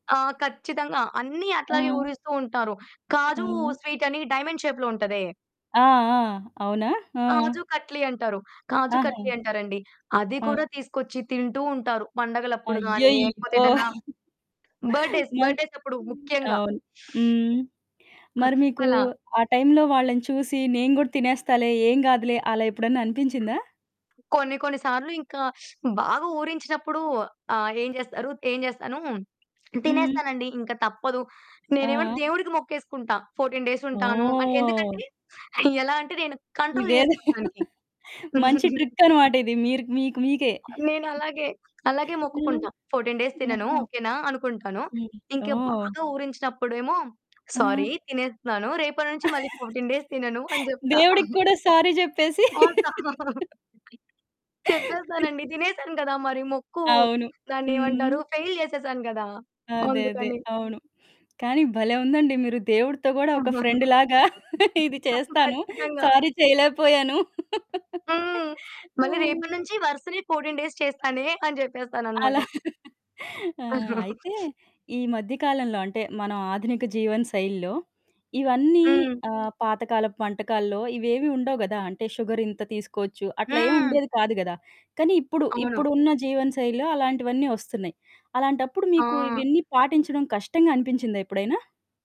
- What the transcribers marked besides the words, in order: in English: "డైమండ్ షేప్‌లో"; chuckle; other background noise; in English: "బర్త్‌డే స్ బర్త్‌డేస్"; sniff; in English: "ఫోర్టీన్"; laughing while speaking: "ఎలా అంటే"; in English: "కంట్రోల్"; chuckle; giggle; in English: "ఫోర్టీన్ డేస్"; in English: "సారీ"; chuckle; in English: "ఫోర్టీన్ డేస్"; chuckle; in English: "సారీ"; unintelligible speech; chuckle; laughing while speaking: "చెప్పేస్తానండి"; laugh; in English: "ఫెయిల్"; chuckle; laughing while speaking: "ఒక ఫ్రెండ్‌లాగా ఇది చేస్తాను. సారీ చేయలేకపోయాను"; in English: "ఫ్రెండ్‌లాగా"; in English: "సారీ"; in English: "ఫోర్టీన్ డేస్"; chuckle; in English: "షుగర్"
- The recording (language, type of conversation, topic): Telugu, podcast, పండుగకు వెళ్లినప్పుడు మీకు ఏ రుచులు, ఏ వంటకాలు ఎక్కువగా ఇష్టమవుతాయి?